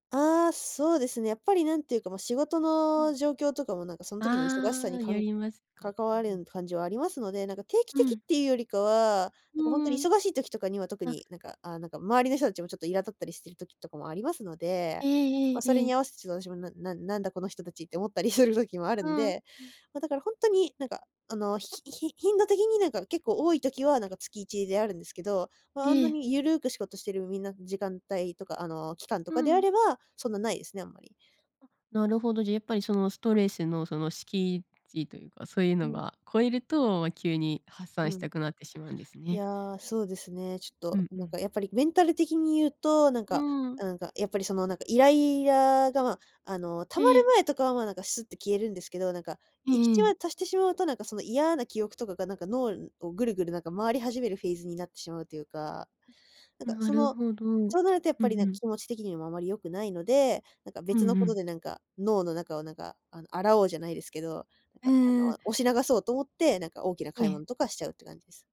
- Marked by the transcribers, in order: other background noise
- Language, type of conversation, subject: Japanese, advice, 貯金よりも買い物でストレスを発散してしまうのをやめるにはどうすればいいですか？